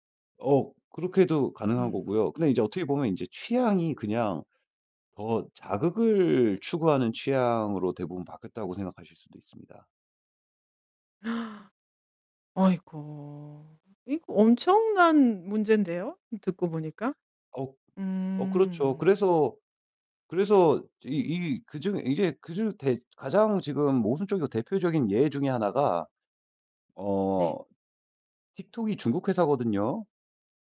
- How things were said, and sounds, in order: gasp
- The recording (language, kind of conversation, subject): Korean, podcast, 짧은 영상은 우리의 미디어 취향에 어떤 영향을 미쳤을까요?